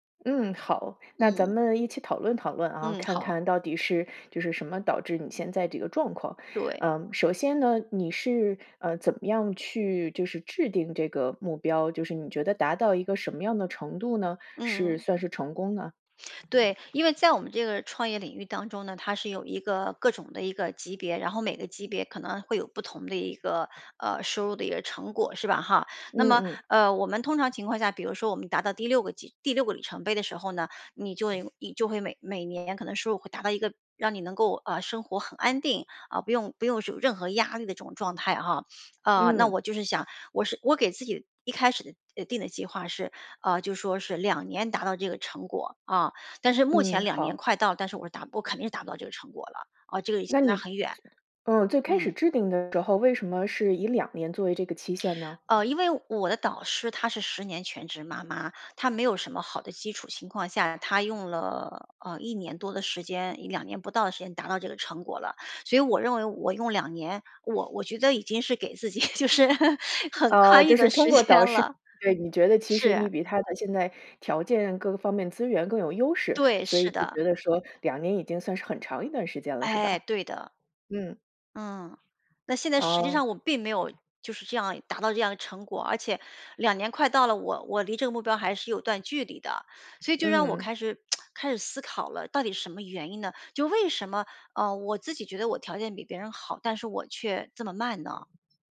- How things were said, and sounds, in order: laughing while speaking: "就是很宽裕的时间了"; tsk
- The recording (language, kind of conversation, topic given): Chinese, advice, 我定的目标太高，觉得不现实又很沮丧，该怎么办？